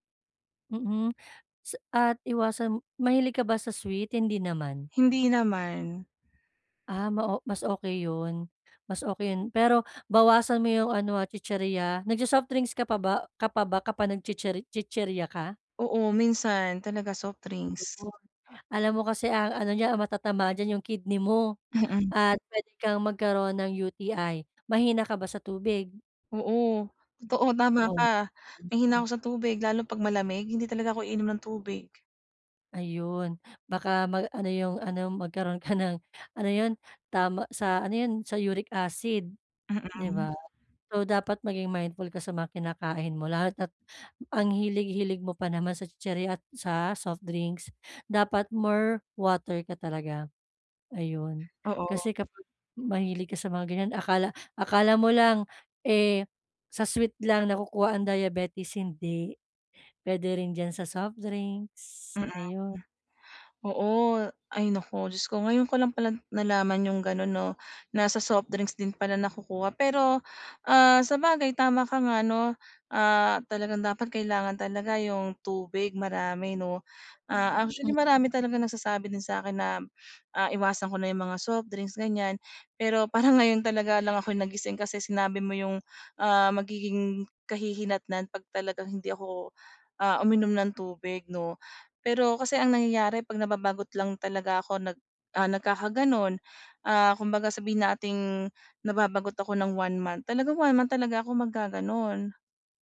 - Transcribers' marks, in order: tapping; other background noise; unintelligible speech
- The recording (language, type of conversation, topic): Filipino, advice, Paano ko mababawasan ang pagmemeryenda kapag nababagot ako sa bahay?